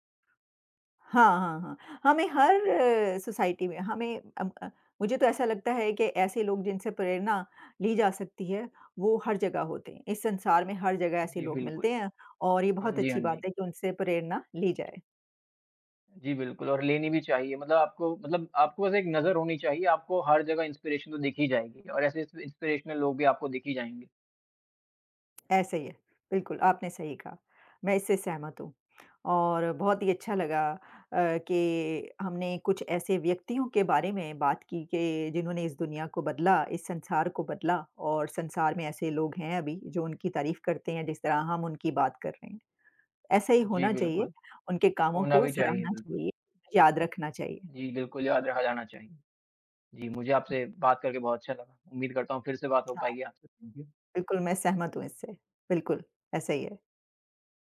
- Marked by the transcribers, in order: other background noise; in English: "सोसाइटी"; in English: "इंस्पिरेशन"; in English: "इंस्पिरेशनल"; tapping
- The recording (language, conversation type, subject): Hindi, unstructured, आपके जीवन में सबसे प्रेरणादायक व्यक्ति कौन रहा है?